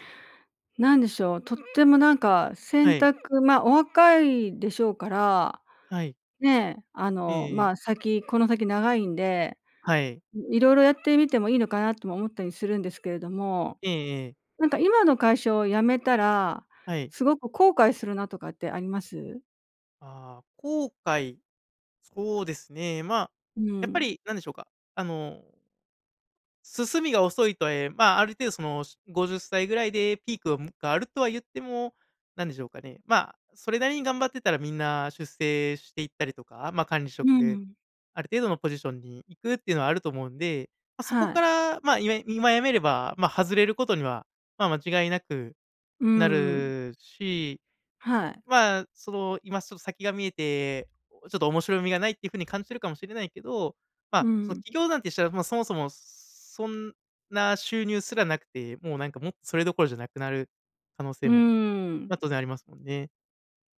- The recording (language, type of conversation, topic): Japanese, advice, 起業すべきか、それとも安定した仕事を続けるべきかをどのように判断すればよいですか？
- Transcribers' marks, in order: other noise